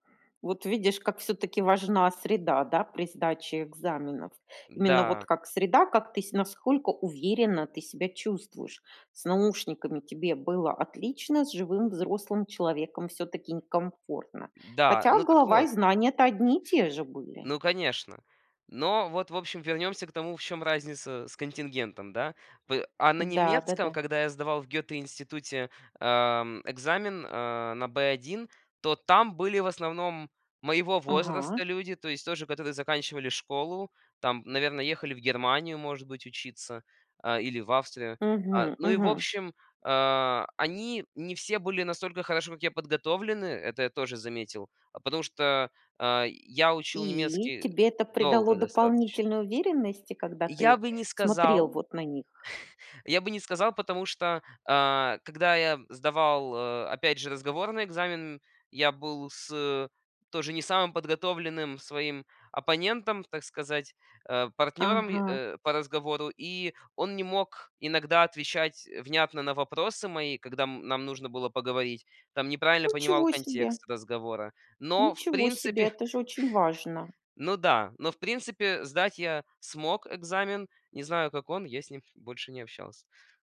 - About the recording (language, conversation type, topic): Russian, podcast, Что для тебя важнее — оценки или понимание материала?
- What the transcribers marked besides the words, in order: tapping; other background noise; laugh